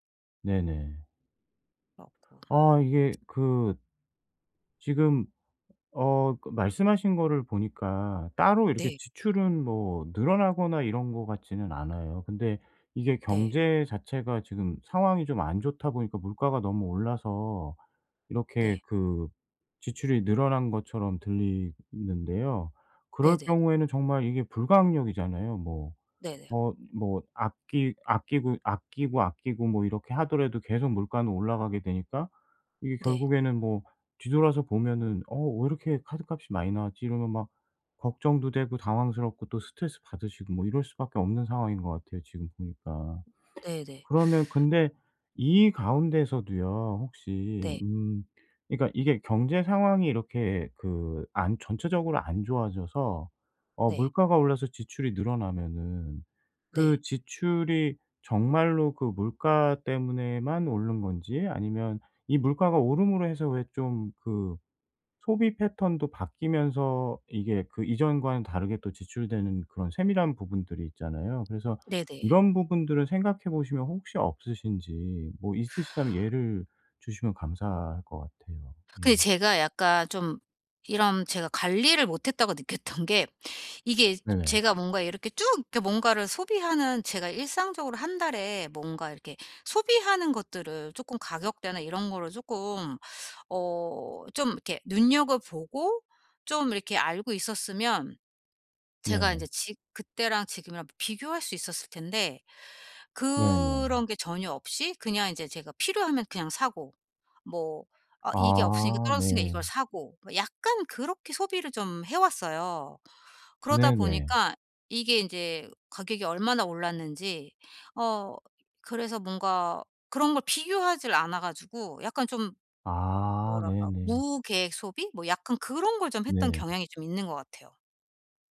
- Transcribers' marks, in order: tapping; other background noise; laughing while speaking: "느꼈던"
- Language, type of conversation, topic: Korean, advice, 현금흐름을 더 잘 관리하고 비용을 줄이려면 어떻게 시작하면 좋을까요?